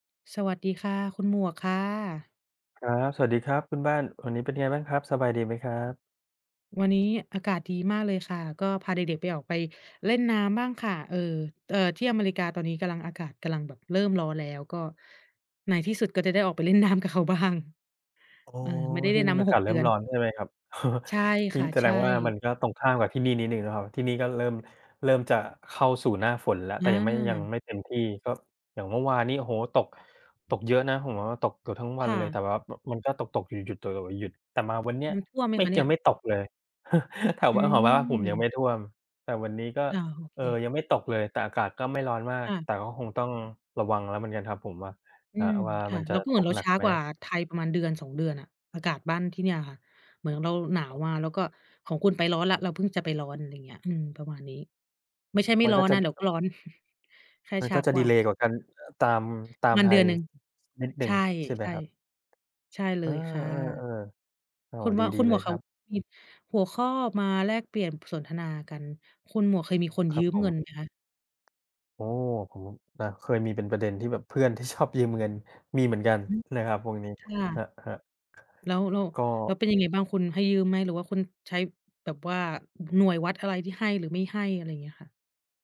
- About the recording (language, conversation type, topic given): Thai, unstructured, ถ้าเพื่อนมาขอยืมเงิน คุณจะตัดสินใจอย่างไร?
- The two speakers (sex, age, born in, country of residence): female, 30-34, Thailand, United States; male, 40-44, Thailand, Thailand
- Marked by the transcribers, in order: laughing while speaking: "น้ำกับเขาบ้าง"; laughing while speaking: "อ๋อ"; other background noise; chuckle; chuckle; tapping; laughing while speaking: "ชอบ"